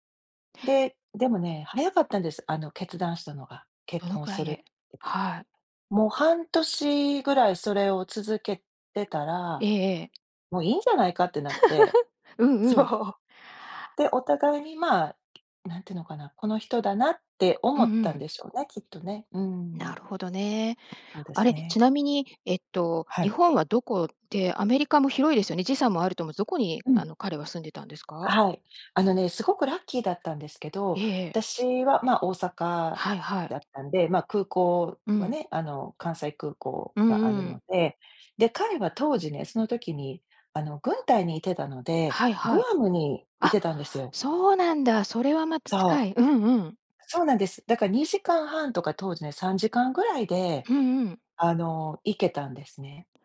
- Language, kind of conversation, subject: Japanese, podcast, 誰かとの出会いで人生が変わったことはありますか？
- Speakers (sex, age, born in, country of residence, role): female, 50-54, Japan, United States, guest; female, 55-59, Japan, United States, host
- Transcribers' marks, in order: unintelligible speech; laugh; laughing while speaking: "そう"; tapping; other background noise